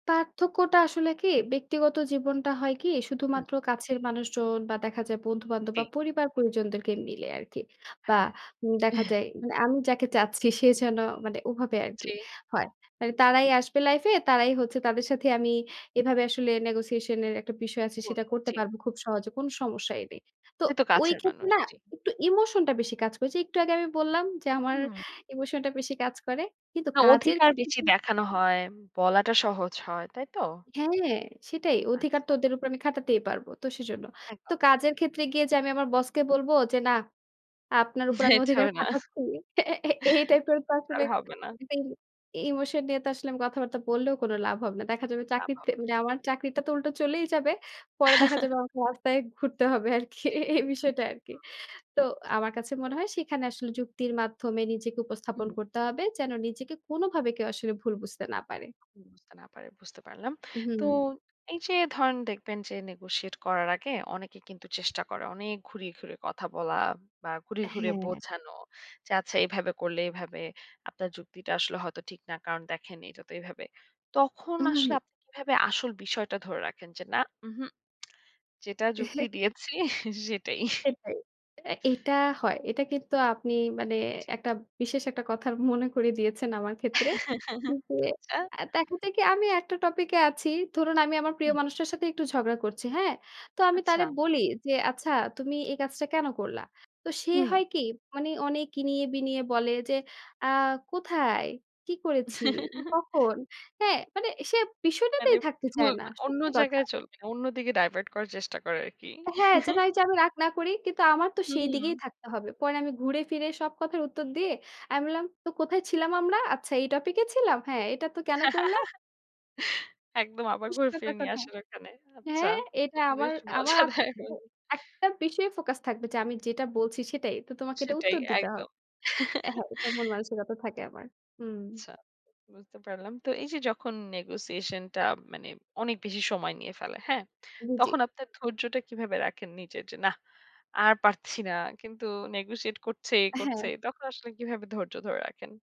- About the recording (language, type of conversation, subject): Bengali, podcast, আপনি দরকষাকষি করে কীভাবে উভয় পক্ষের জন্য গ্রহণযোগ্য মাঝামাঝি সমাধান খুঁজে বের করেন?
- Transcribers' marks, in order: other background noise; chuckle; tapping; laughing while speaking: "এটা না"; laughing while speaking: "এই টাইপের তো"; unintelligible speech; chuckle; laughing while speaking: "আরকি এই বিষয়টা আরকি"; chuckle; laughing while speaking: "যুক্তি দিয়েছি সেটাই"; laughing while speaking: "মনে করিয়ে"; laugh; laughing while speaking: "আচ্ছা"; chuckle; in English: "ডাইভার্ট"; chuckle; laugh; laughing while speaking: "পুষতে থাকো। হ্যাঁ"; laughing while speaking: "বেশ মজা দেয়"; chuckle